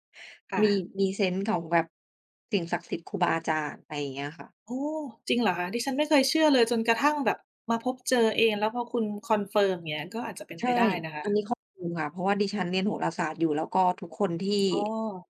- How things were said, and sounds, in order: none
- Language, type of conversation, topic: Thai, unstructured, คุณคิดว่าศาสนามีบทบาทอย่างไรในชีวิตประจำวันของคุณ?